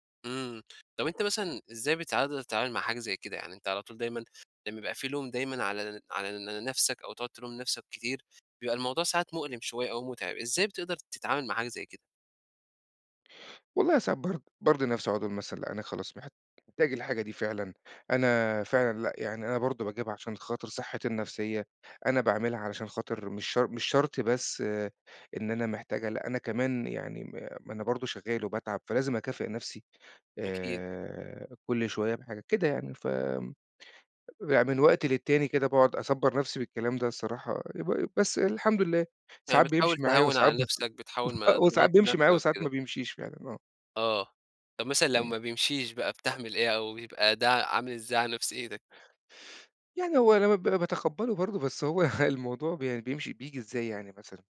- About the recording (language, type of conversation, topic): Arabic, podcast, إزاي تعبّر عن احتياجك من غير ما تلوم؟
- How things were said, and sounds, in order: chuckle